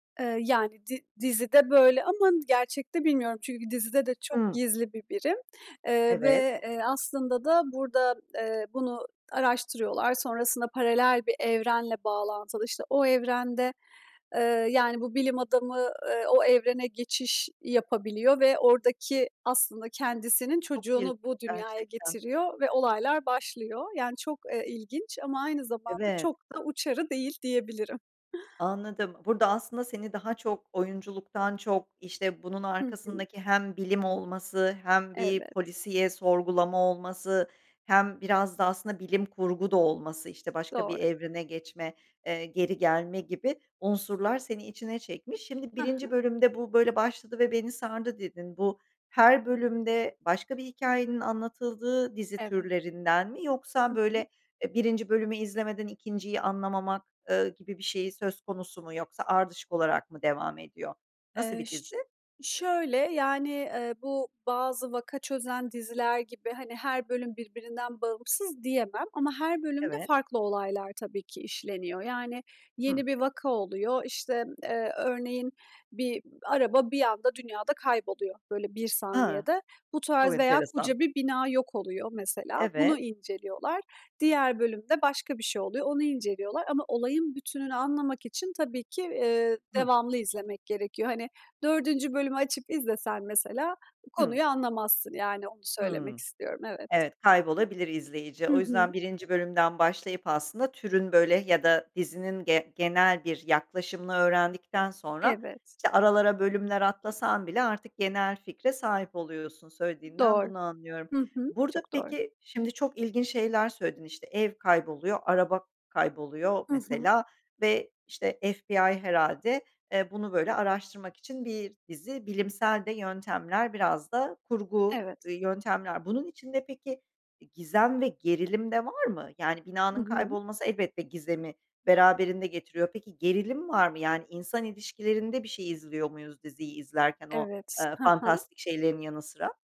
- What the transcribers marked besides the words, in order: other background noise
- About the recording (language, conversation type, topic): Turkish, podcast, Hangi dizi seni bambaşka bir dünyaya sürükledi, neden?